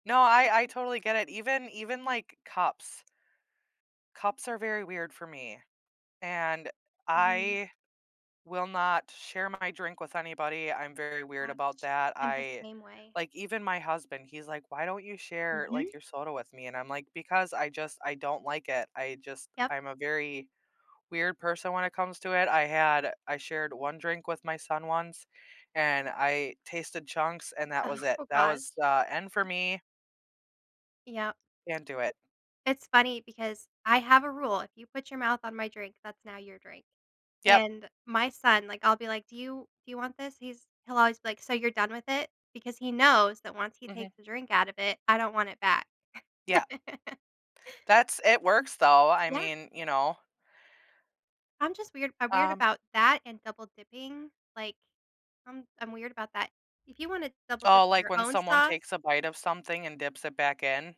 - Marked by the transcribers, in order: tapping; laughing while speaking: "Oh"; chuckle
- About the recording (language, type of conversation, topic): English, unstructured, What factors influence your choice between preparing meals at home or eating out?
- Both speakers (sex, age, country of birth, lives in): female, 35-39, United States, United States; female, 35-39, United States, United States